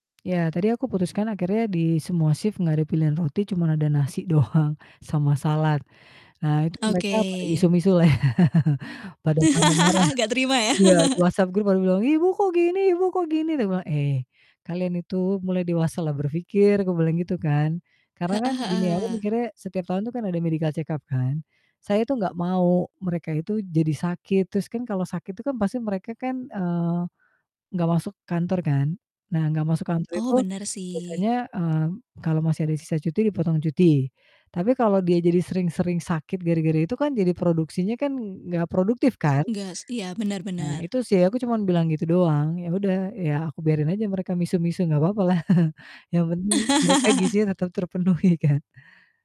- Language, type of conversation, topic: Indonesian, podcast, Pernahkah kamu mencoba menetapkan batas waktu agar tidak terlalu lama berpikir?
- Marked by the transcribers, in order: laughing while speaking: "doang"; distorted speech; laughing while speaking: "lah"; laugh; put-on voice: "Ibu kok gini Ibu kok gini"; in English: "medical check up"; laugh; laughing while speaking: "terpenuhi kan"